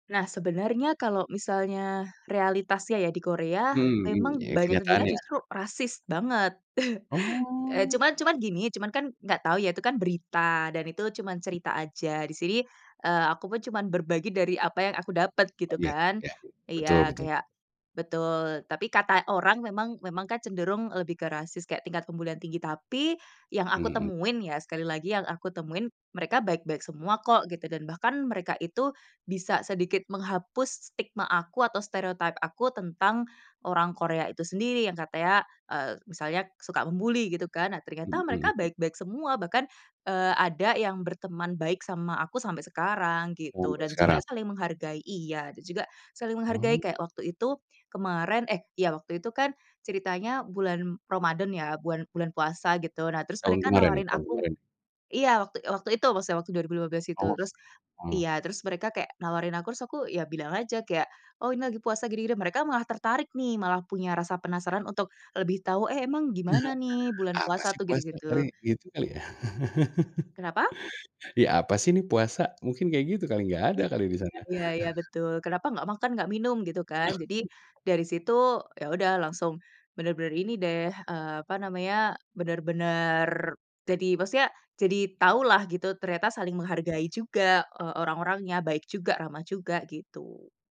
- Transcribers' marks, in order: chuckle; other background noise; tapping; in English: "stereotype"; chuckle; laugh; chuckle
- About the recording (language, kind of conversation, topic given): Indonesian, podcast, Apa pengalaman belajar yang paling berkesan dalam hidupmu?